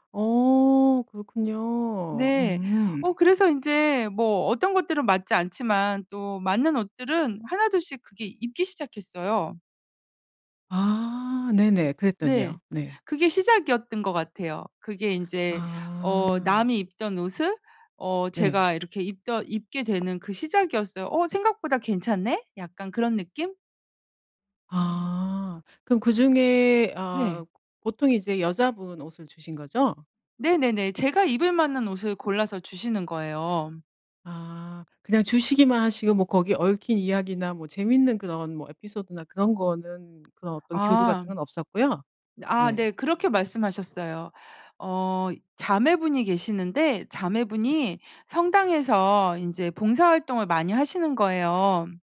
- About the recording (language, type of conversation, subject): Korean, podcast, 중고 옷이나 빈티지 옷을 즐겨 입으시나요? 그 이유는 무엇인가요?
- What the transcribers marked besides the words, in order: other background noise